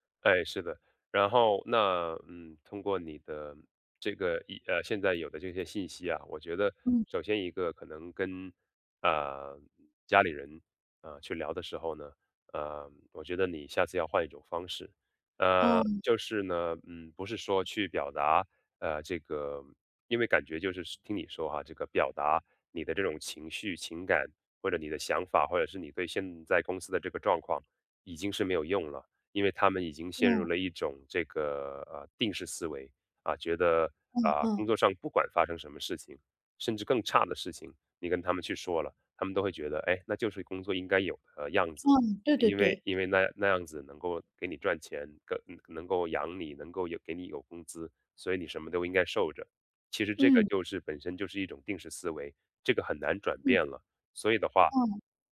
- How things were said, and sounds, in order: none
- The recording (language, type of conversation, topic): Chinese, advice, 当你选择不同的生活方式却被家人朋友不理解或责备时，你该如何应对？